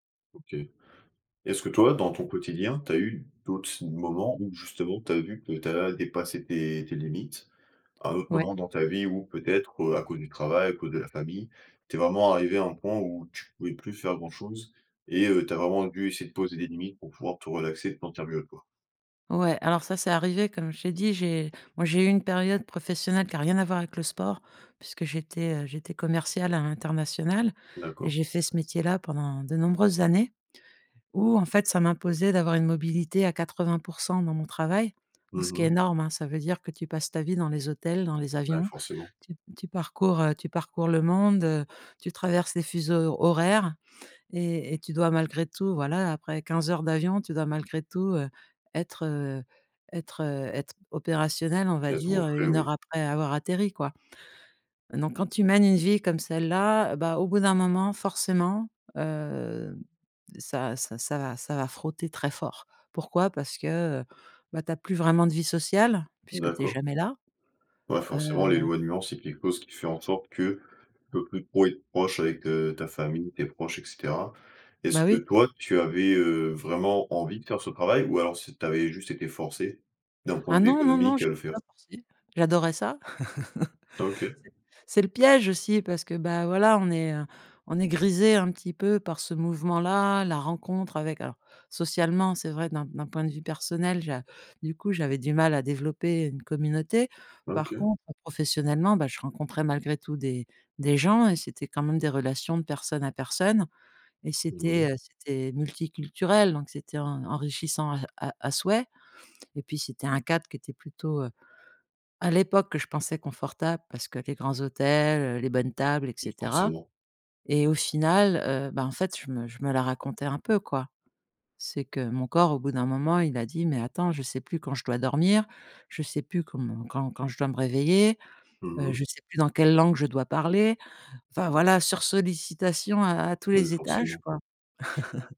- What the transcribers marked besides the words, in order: other background noise; chuckle; unintelligible speech; chuckle
- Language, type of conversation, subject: French, podcast, Comment poses-tu des limites pour éviter l’épuisement ?